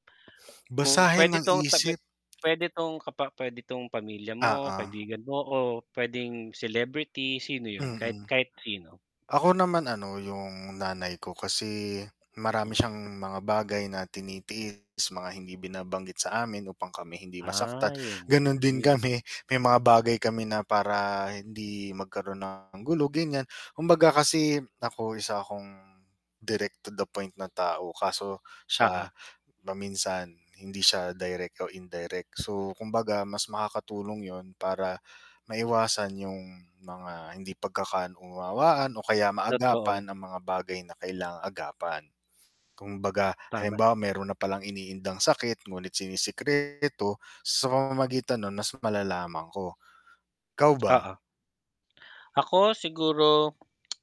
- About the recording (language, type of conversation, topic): Filipino, unstructured, Ano ang gagawin mo kung bigla kang nagising na may kakayahang magbasa ng isip?
- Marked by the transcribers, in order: static; tapping; distorted speech; other background noise; mechanical hum